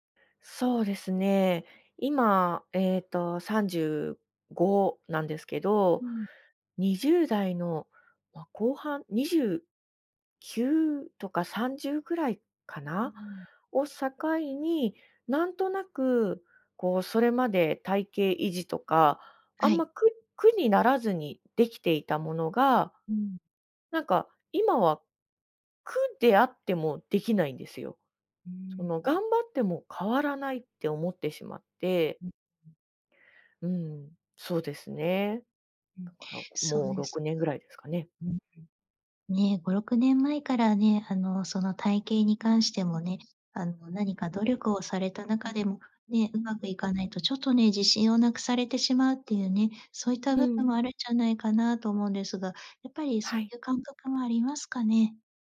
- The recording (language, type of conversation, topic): Japanese, advice, 体型や見た目について自分を低く評価してしまうのはなぜですか？
- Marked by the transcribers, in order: other background noise; unintelligible speech